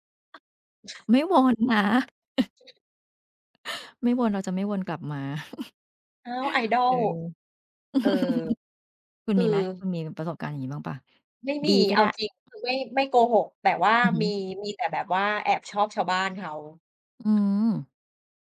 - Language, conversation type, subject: Thai, unstructured, คุณเคยรู้สึกไหมว่าความรักทำร้ายจิตใจมากกว่าทำให้มีความสุข?
- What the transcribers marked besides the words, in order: other background noise; chuckle; other noise; chuckle; giggle; tapping